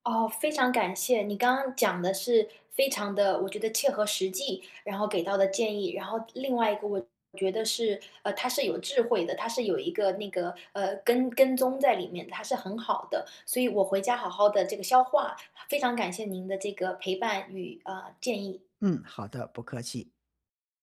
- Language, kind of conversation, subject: Chinese, advice, 我怎样才能重建自信并找到归属感？
- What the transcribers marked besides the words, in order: other background noise